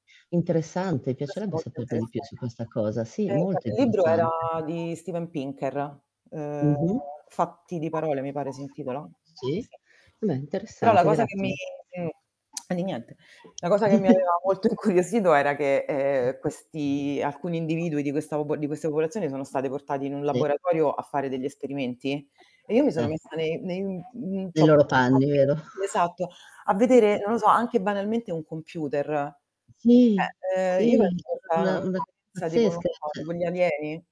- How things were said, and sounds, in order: static; distorted speech; other background noise; drawn out: "uhm"; lip smack; laughing while speaking: "incuriosito"; tapping; chuckle; unintelligible speech; "Cioè" said as "ceh"; unintelligible speech
- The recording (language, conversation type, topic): Italian, unstructured, Cosa pensi delle pratiche culturali che coinvolgono animali?